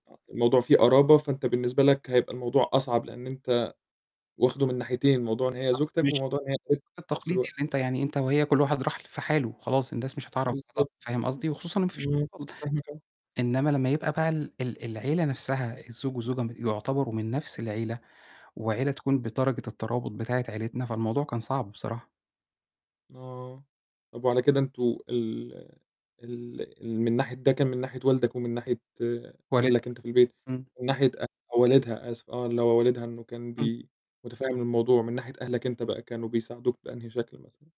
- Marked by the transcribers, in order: other noise; tapping; distorted speech; unintelligible speech; unintelligible speech
- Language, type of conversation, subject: Arabic, podcast, إزاي بتتعاملوا مع الخلافات العائلية عندكم؟